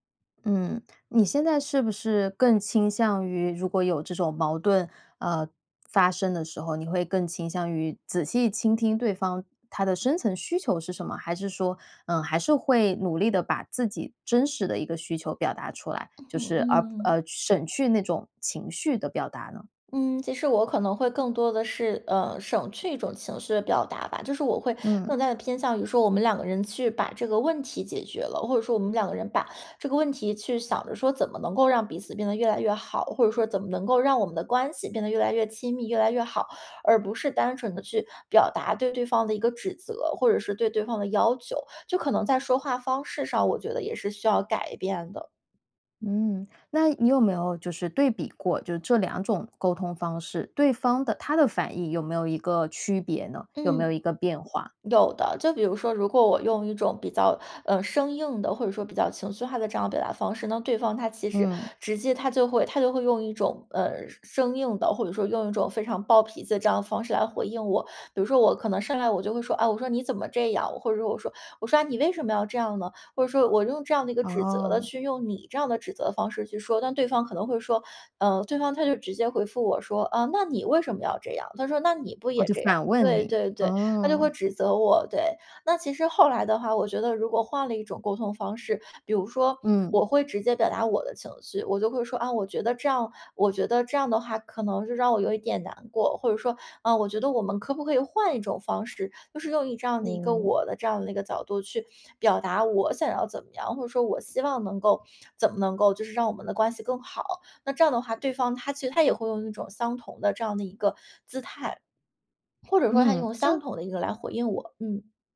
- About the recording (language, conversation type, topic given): Chinese, podcast, 在亲密关系里你怎么表达不满？
- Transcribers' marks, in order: other background noise